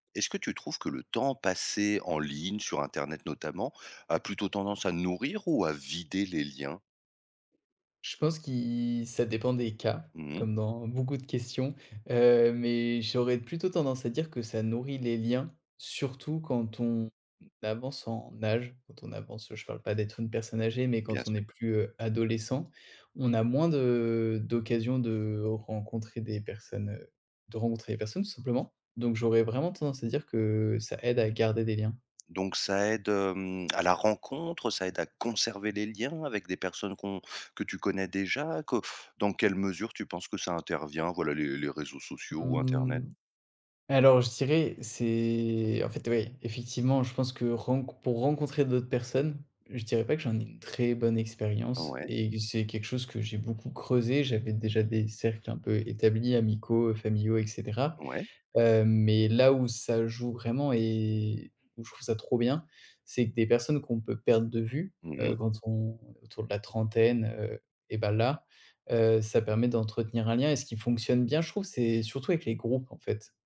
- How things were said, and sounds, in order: tapping; other background noise
- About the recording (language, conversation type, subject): French, podcast, Est-ce que tu trouves que le temps passé en ligne nourrit ou, au contraire, vide les liens ?